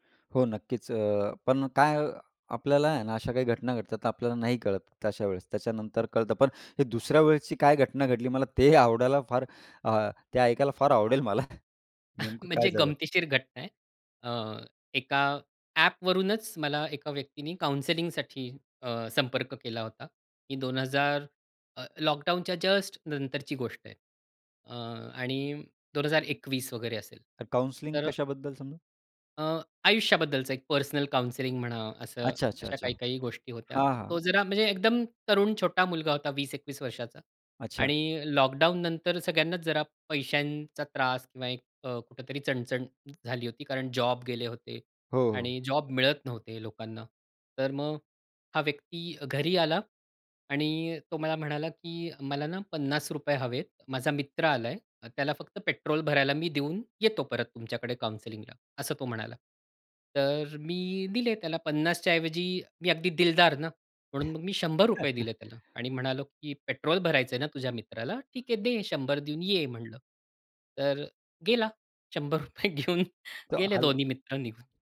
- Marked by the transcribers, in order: anticipating: "ते ऐकायला फार आवडेल मला. नेमकं काय झालं"; snort; in English: "काउंसिलिंगसाठी"; in English: "जस्ट"; other noise; in English: "काउन्सिलिंग"; in English: "पर्सनल काउन्सिलिंग"; in English: "काउन्सिलिंगला"; chuckle; laughing while speaking: "शंभर रुपये घेऊन. गेले दोन्ही मित्र निघून"
- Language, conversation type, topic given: Marathi, podcast, ऑनलाइन ओळखीच्या लोकांवर विश्वास ठेवावा की नाही हे कसे ठरवावे?